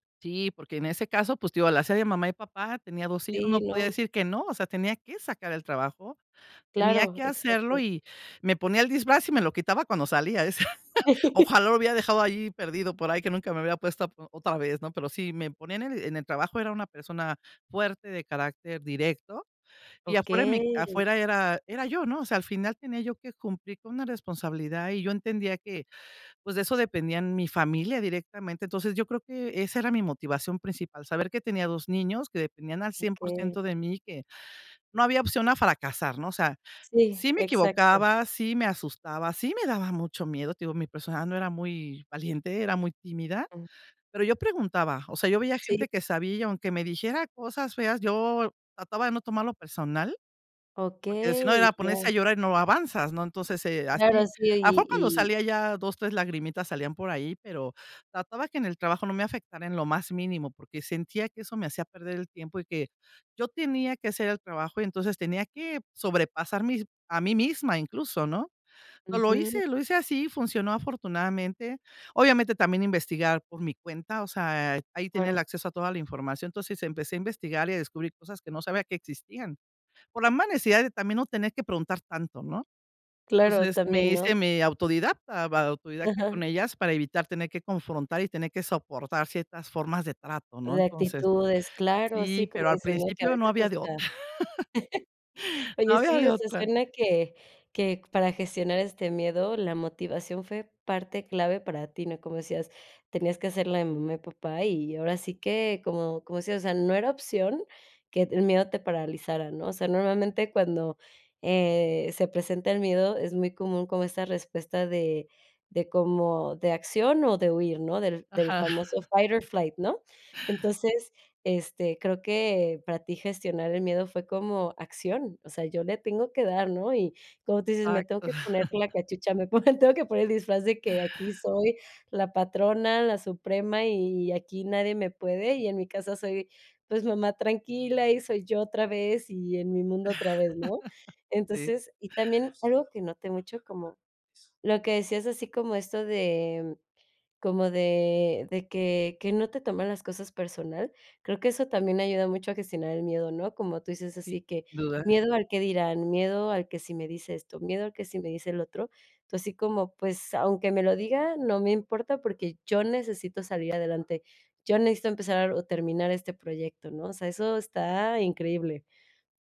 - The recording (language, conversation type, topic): Spanish, podcast, ¿Qué papel juegan los errores en tu proceso creativo?
- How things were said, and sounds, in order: laugh; tapping; laugh; laughing while speaking: "otra"; chuckle; laughing while speaking: "Exacto"; laughing while speaking: "me ponen, tengo que poner el disfraz de que"; other background noise; laugh; background speech